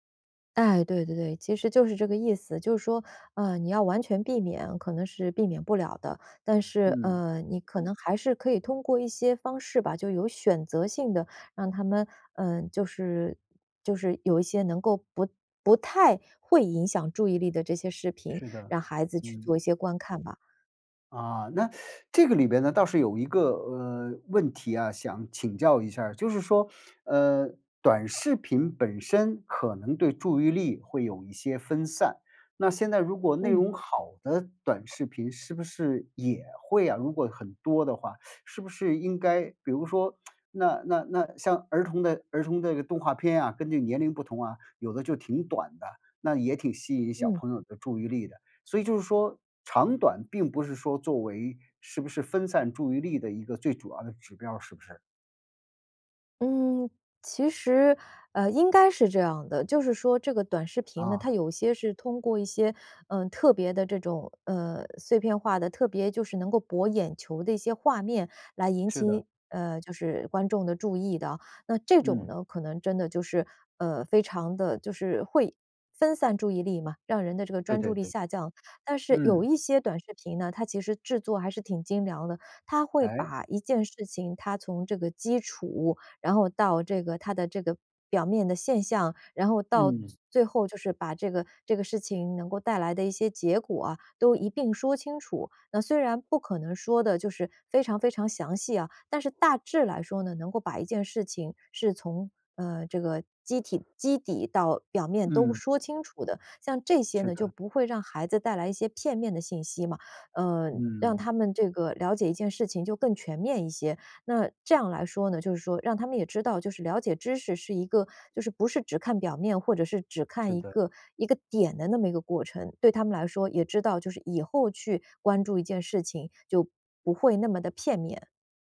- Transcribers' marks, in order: other background noise; teeth sucking; tsk
- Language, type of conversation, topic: Chinese, podcast, 你怎么看短视频对注意力的影响？